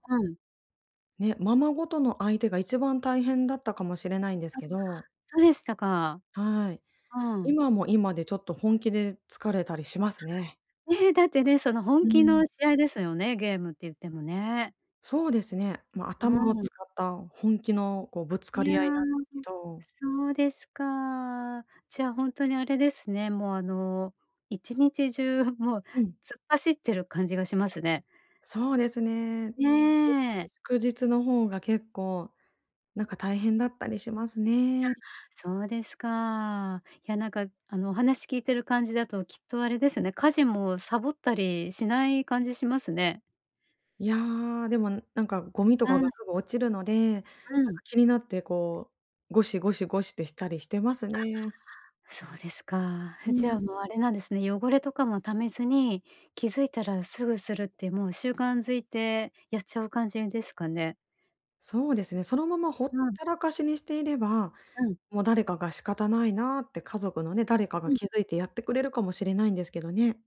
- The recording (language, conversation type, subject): Japanese, advice, どうすればエネルギーとやる気を取り戻せますか？
- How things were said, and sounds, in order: unintelligible speech; other background noise